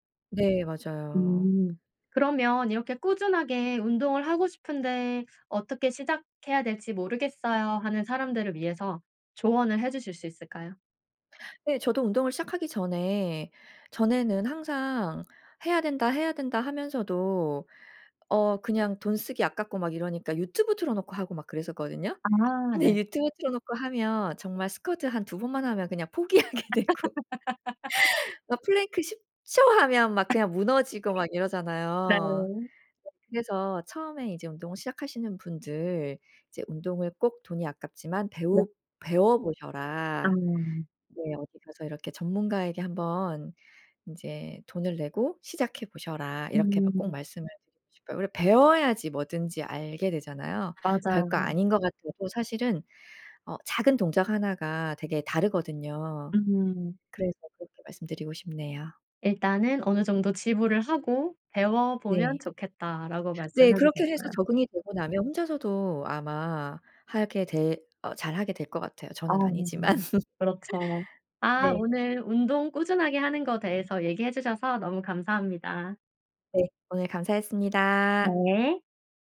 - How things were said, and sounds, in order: tapping; laughing while speaking: "근데"; laugh; other background noise; laughing while speaking: "포기하게 되고"; laugh; laugh
- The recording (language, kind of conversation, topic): Korean, podcast, 꾸준함을 유지하는 비결이 있나요?